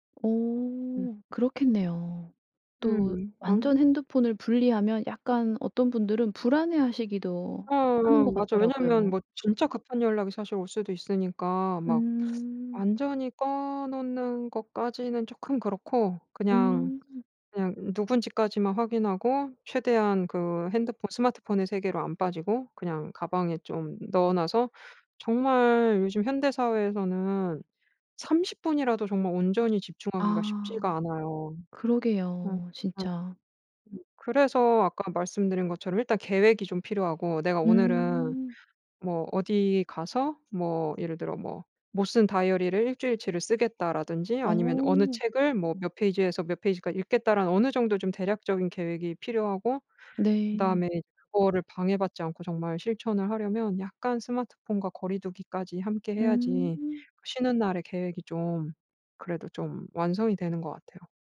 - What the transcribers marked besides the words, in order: other background noise; tapping
- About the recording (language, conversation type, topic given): Korean, podcast, 쉬는 날을 진짜로 쉬려면 어떻게 하세요?